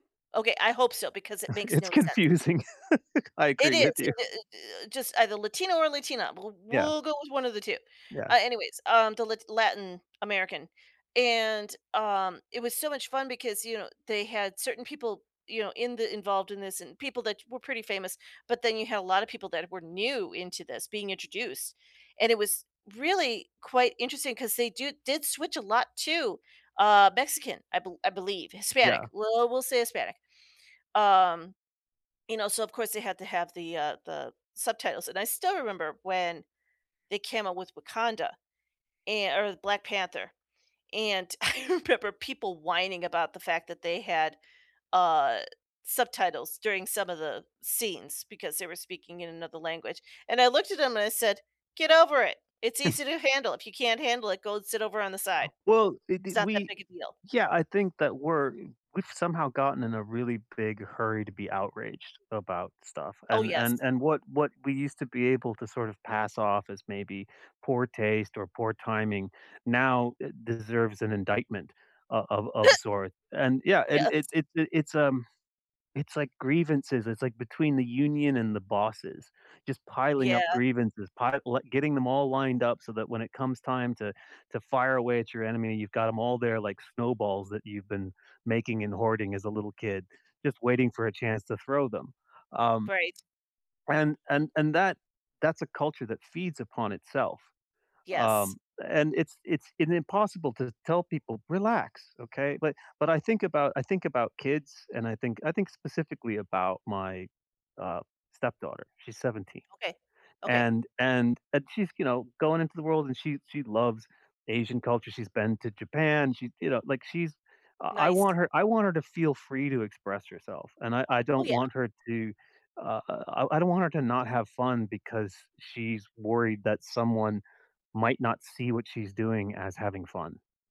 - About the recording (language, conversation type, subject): English, unstructured, How can I avoid cultural appropriation in fashion?
- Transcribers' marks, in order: chuckle; laughing while speaking: "It's confusing. I agree with you"; tapping; chuckle; laughing while speaking: "I"; chuckle; laugh; laughing while speaking: "Yes"